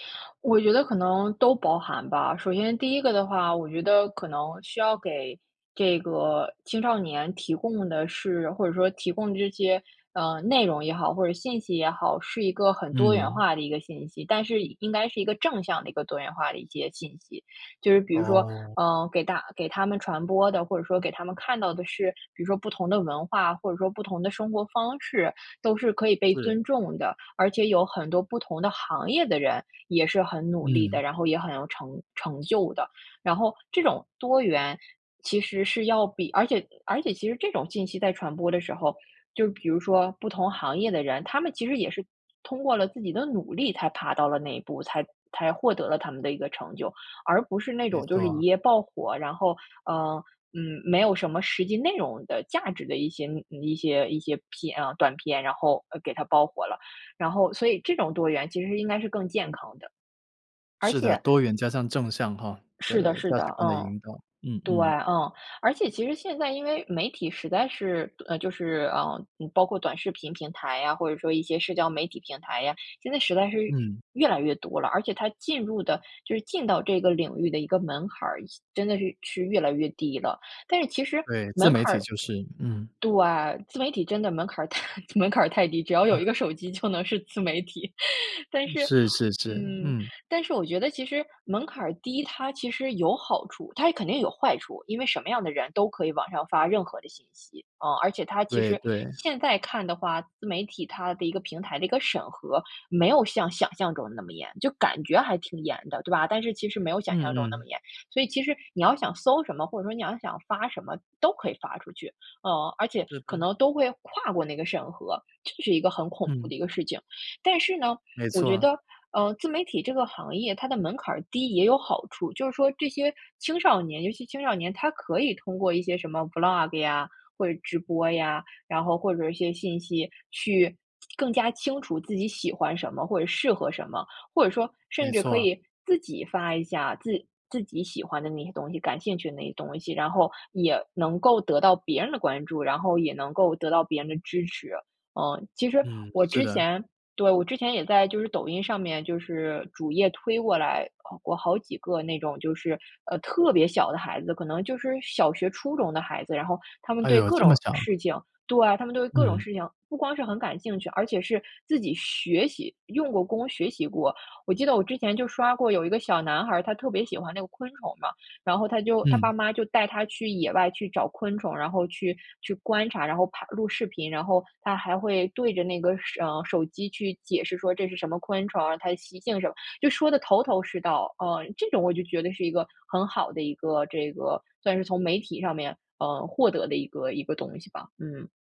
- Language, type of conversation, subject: Chinese, podcast, 青少年从媒体中学到的价值观可靠吗？
- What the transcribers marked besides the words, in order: "些" said as "街"; other background noise; "趋" said as "七"; laughing while speaking: "太 门槛儿太低，只要有一个手机就能是自媒体"; laugh; "是吧" said as "是班"